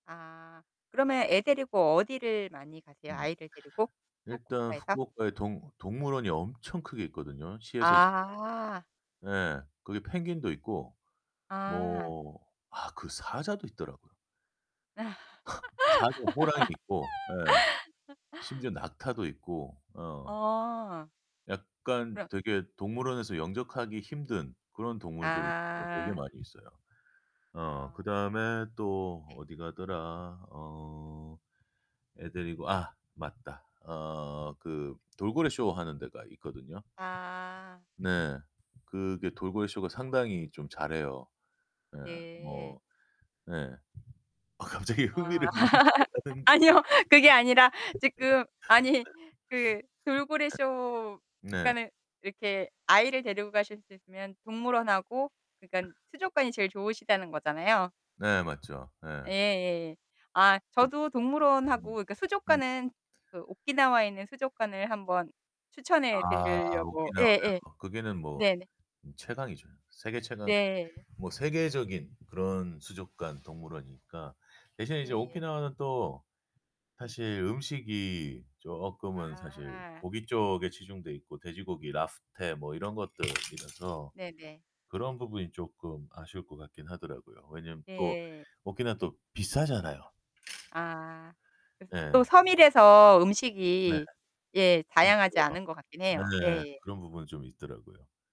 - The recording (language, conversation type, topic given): Korean, podcast, 처음 혼자 여행했을 때 어땠나요?
- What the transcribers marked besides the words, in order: distorted speech; other background noise; laugh; laughing while speaking: "갑자기 흥미를 잃으셔 가는"; laugh; laughing while speaking: "아니요. 그게 아니라"; laugh; other noise